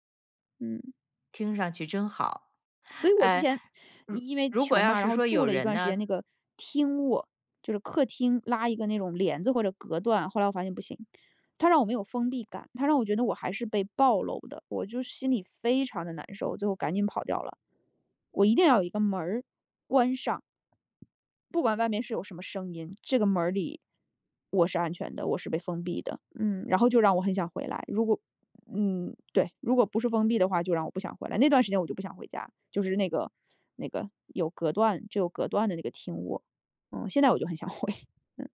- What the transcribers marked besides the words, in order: other background noise; laughing while speaking: "回"
- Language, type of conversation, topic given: Chinese, podcast, 家里有哪些理由会让你每天都想回家？